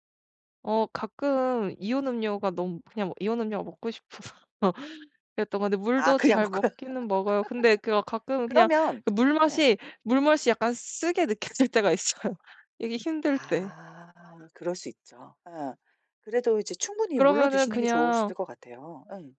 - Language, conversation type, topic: Korean, advice, 운동 후 회복을 촉진하려면 수면과 영양을 어떻게 관리해야 하나요?
- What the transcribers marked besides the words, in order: other background noise; laughing while speaking: "싶어서"; laugh; laughing while speaking: "그냥 먹고요"; laugh; tapping; laughing while speaking: "느껴질 때가 있어요"